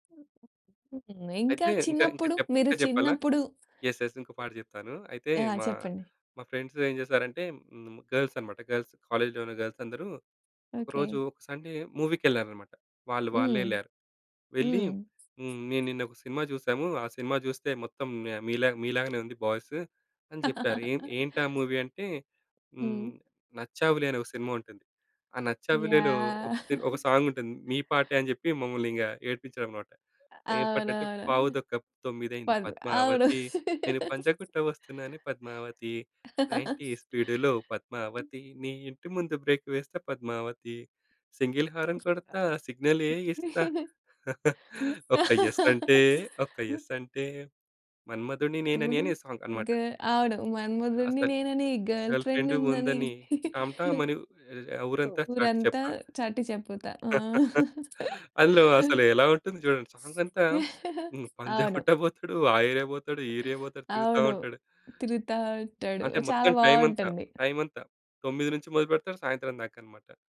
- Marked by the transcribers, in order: other noise; in English: "యెస్. యెస్"; other background noise; in English: "గర్ల్స్"; in English: "గర్ల్స్. కాలేజ్‌లోన"; in English: "సండే"; laugh; in English: "బాయ్స్"; in English: "మూవీ"; chuckle; tapping; singing: "పావు తొక్క తొమ్మిదయింది పద్మావతి, నేను … యెస్సంటే, మన్మధుడిని నేననేనే"; laugh; in English: "నైన్టీ స్పీడులో"; in English: "బ్రేక్"; in English: "సింగిల్ హార‌న్"; chuckle; laugh; chuckle; "ఒక్క" said as "వత్త"; singing: "మన్మధుడిని నేనని గర్ల్ ఫ్రెండుందని"; singing: "గర్ల్ ఫ్రెండు ఉందని, టాంటామనీ"; in English: "గర్ల్"; in English: "గర్ల్"; laugh; laughing while speaking: "పంజాగుట్ట పోతడు, ఆ ఏరియా పోతడు, ఈ ఏరియా పోతడు, తిరుగుతా ఉంటడు"; laugh; in English: "ఏరియా"; in English: "ఏరియా"
- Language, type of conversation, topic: Telugu, podcast, స్నేహితులతో కలిసి గడిపిన సమయాన్ని గుర్తు చేసుకున్నప్పుడు మీకు ఏ పాట గుర్తుకొస్తుంది?